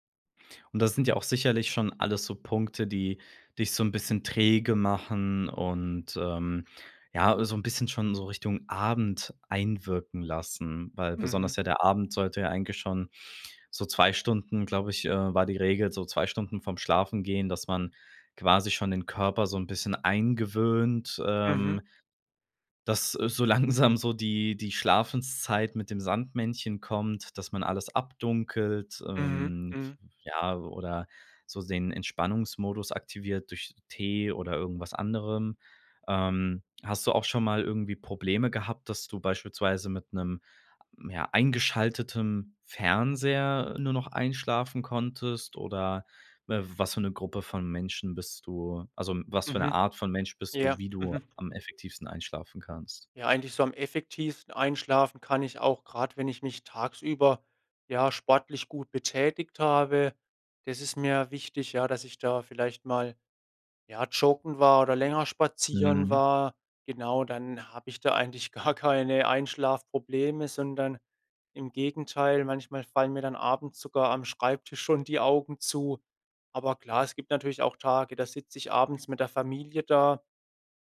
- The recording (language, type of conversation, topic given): German, podcast, Wie schaltest du beim Schlafen digital ab?
- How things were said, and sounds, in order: laughing while speaking: "langsam"; laughing while speaking: "gar keine"